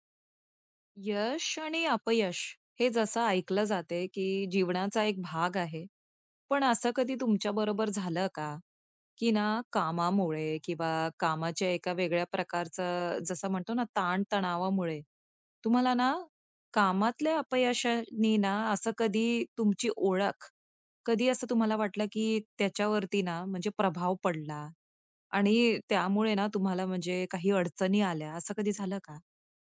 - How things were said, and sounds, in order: other noise
- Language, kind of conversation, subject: Marathi, podcast, कामातील अपयशांच्या अनुभवांनी तुमची स्वतःची ओळख कशी बदलली?